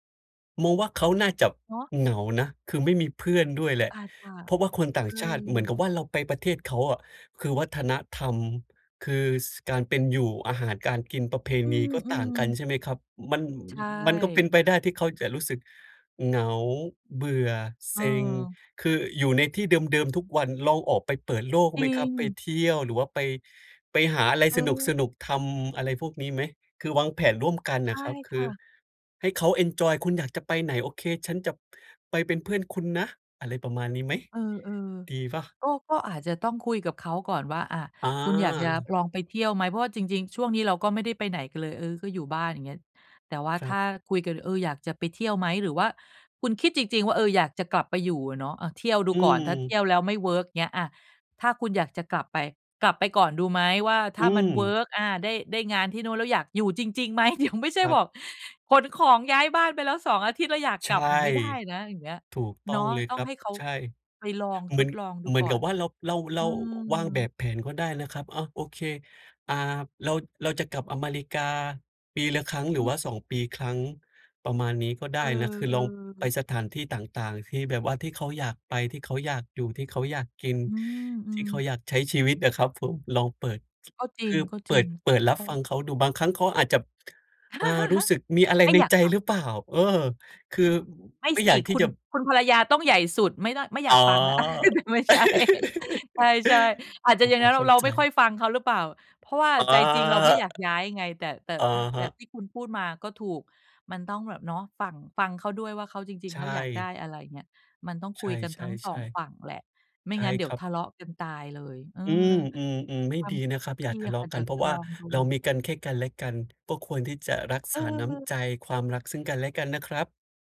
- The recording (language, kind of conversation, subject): Thai, advice, จะคุยและตัดสินใจอย่างไรเมื่อเป้าหมายชีวิตไม่ตรงกัน เช่น เรื่องแต่งงานหรือการย้ายเมือง?
- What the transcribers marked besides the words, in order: "จะ" said as "จับ"; other noise; laughing while speaking: "เดี๋ยวไม่ใช่"; other background noise; "จะ" said as "จับ"; chuckle; laugh; chuckle; laughing while speaking: "ไม่ใช่"; chuckle